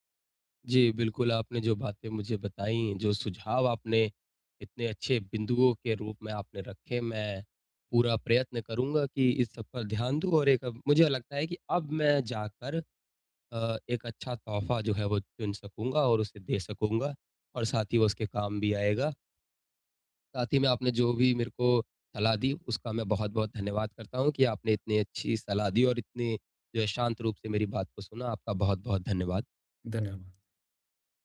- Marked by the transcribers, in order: none
- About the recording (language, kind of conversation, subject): Hindi, advice, किसी के लिए सही तोहफा कैसे चुनना चाहिए?